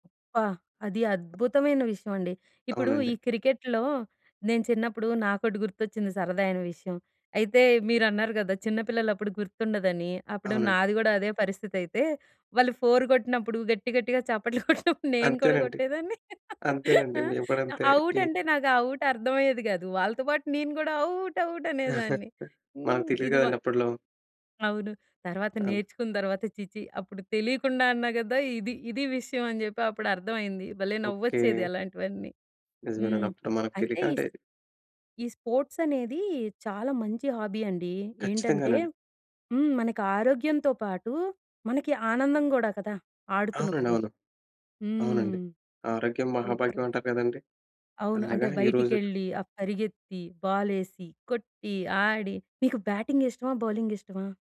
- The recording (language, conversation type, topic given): Telugu, podcast, మీ హాబీలను కలిపి కొత్తదేదైనా సృష్టిస్తే ఎలా అనిపిస్తుంది?
- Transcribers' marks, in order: tapping; in English: "క్రికెట్‌లో"; in English: "ఫోర్"; chuckle; laughing while speaking: "కొట్టినప్పుడు నేను కూడా కొట్టేదాన్ని"; in English: "ఔట్"; in English: "ఔట్"; in English: "ఔట్, ఔట్"; chuckle; in English: "స్పోర్ట్స్"; in English: "హాబీ"; in English: "సూపర్!"; in English: "బాల్"; in English: "బ్యాటింగ్"; in English: "బౌలింగ్"